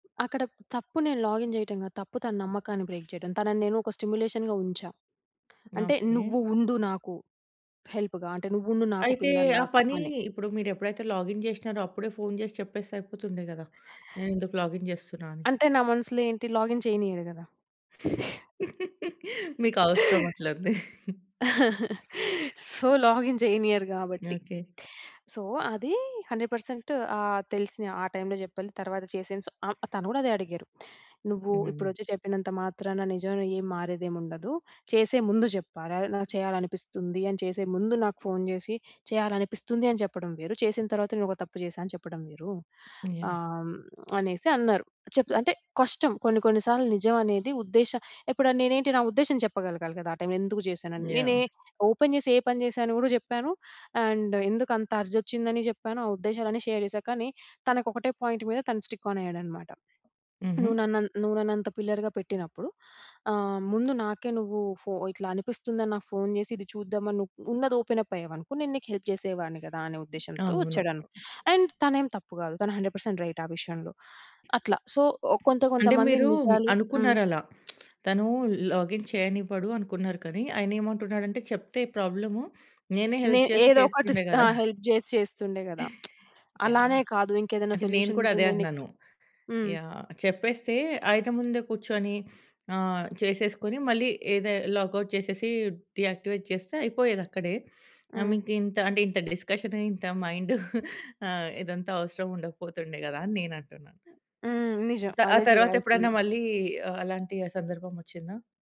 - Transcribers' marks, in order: in English: "లాగిన్"; in English: "బ్రేక్"; in English: "స్టిమ్యులేషన్‌గా"; other background noise; in English: "హెల్ప్‌గా"; in English: "పిల్లర్‌లాగా"; in English: "లాగిన్"; in English: "లాగిన్"; in English: "లాగిన్"; giggle; giggle; in English: "సో, లాగిన్"; in English: "సో"; in English: "హండ్రెడ్ పర్సెంట్"; in English: "ఓపెన్"; in English: "అండ్"; in English: "అర్జ్"; in English: "షేర్"; in English: "పాయింట్"; in English: "స్టిక్ ఆన్"; in English: "పిల్లర్‌గా"; in English: "ఓపెన్ అప్"; in English: "హెల్ప్"; in English: "అండ్"; in English: "హండ్రెడ్ పర్సెంట్ రైట్"; in English: "సో"; lip smack; in English: "లాగిన్"; in English: "హెల్ప్"; chuckle; in English: "హెల్ప్"; lip smack; in English: "సొల్యూషన్"; in English: "లాగౌట్"; in English: "డీయాక్టివేట్"; in English: "డిస్కషన్"; chuckle
- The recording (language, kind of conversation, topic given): Telugu, podcast, ఇబ్బందికరమైన విషయం మీద నిజం చెప్పాల్సి వచ్చినప్పుడు, నీలో ధైర్యాన్ని ఎలా పెంచుకుంటావు?